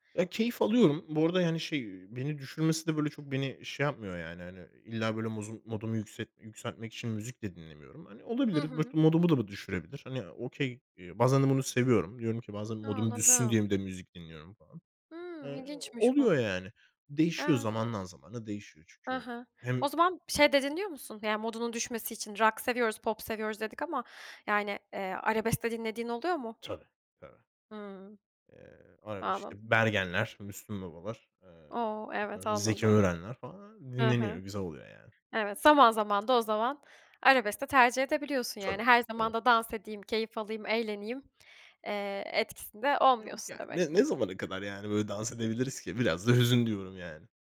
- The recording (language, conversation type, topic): Turkish, podcast, Hangi şarkılar seni geçmişe götürür?
- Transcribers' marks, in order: in English: "okey"